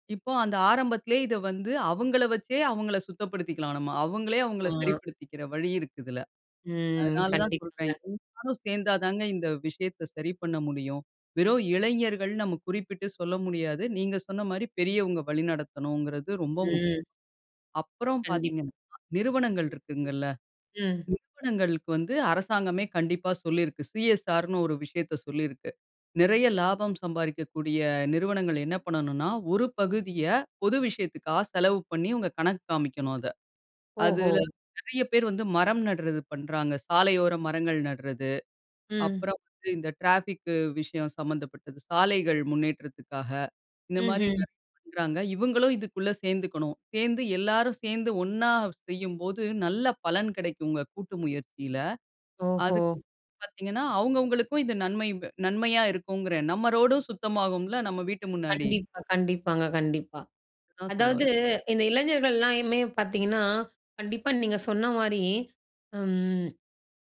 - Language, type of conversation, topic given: Tamil, podcast, இளைஞர்களை சமுதாயத்தில் ஈடுபடுத்த என்ன செய்யலாம்?
- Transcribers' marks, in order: other noise; "எல்லாருமே" said as "எல்லாயுமே"